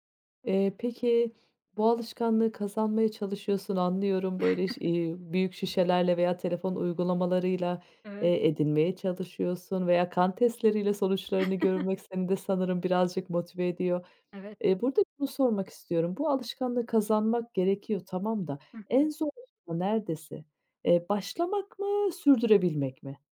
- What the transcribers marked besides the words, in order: chuckle; other background noise; chuckle; unintelligible speech
- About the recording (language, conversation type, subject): Turkish, podcast, Gün içinde su içme alışkanlığını nasıl geliştirebiliriz?